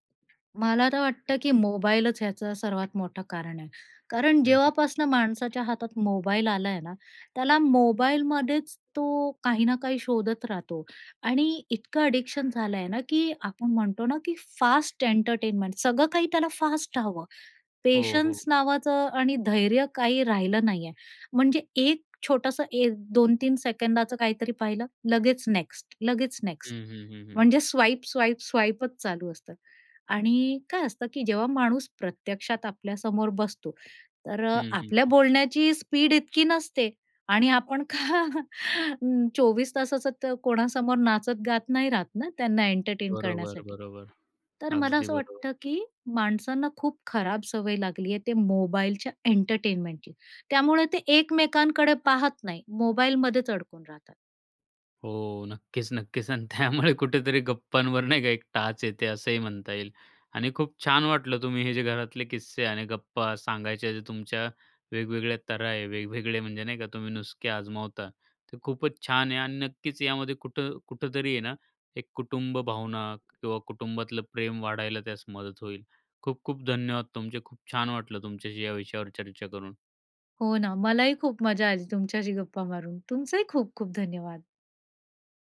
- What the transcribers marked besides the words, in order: other background noise; in English: "ॲडिक्शन"; in English: "पेशन्स"; in English: "स्वाईप, स्वाईप, स्वाईपचं"; in English: "स्पीड"; laughing while speaking: "का"; laughing while speaking: "नक्कीच आणि त्यामुळे कुठेतरी गप्पांवर नाही का एक टाच येते"
- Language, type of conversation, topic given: Marathi, podcast, तुमच्या घरात किस्से आणि गप्पा साधारणपणे केव्हा रंगतात?